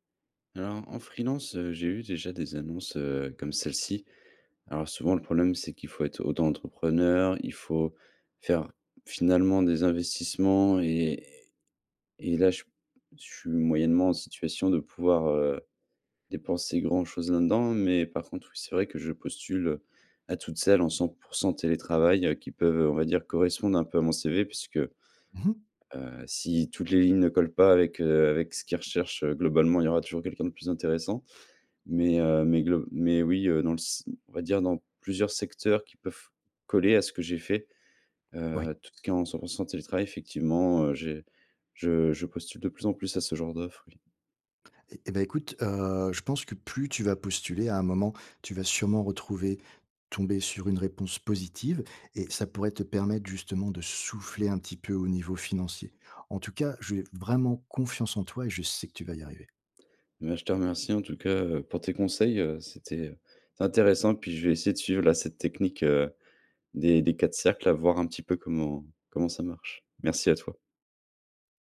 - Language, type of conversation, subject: French, advice, Comment rebondir après une perte d’emploi soudaine et repenser sa carrière ?
- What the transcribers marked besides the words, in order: none